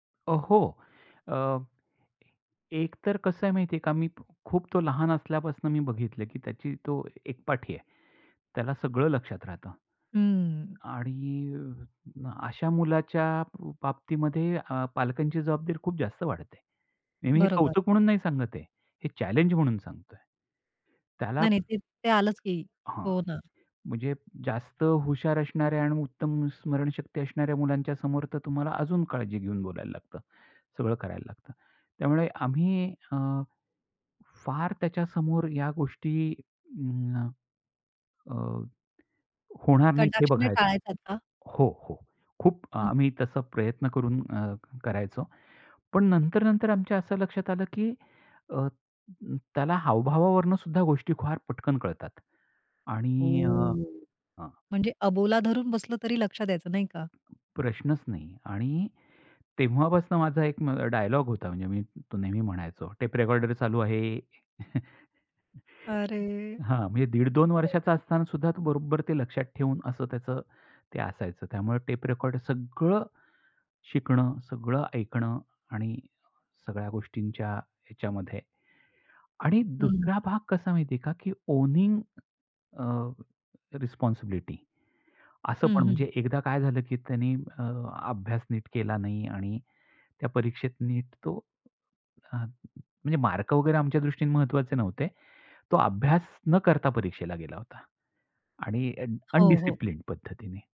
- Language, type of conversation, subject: Marathi, podcast, लहान मुलांसमोर वाद झाल्यानंतर पालकांनी कसे वागायला हवे?
- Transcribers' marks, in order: other background noise; tapping; chuckle; unintelligible speech; in English: "ओनिंग अ, रिस्पॉन्सिबिलिटी"; in English: "अनडिसिप्लिंड"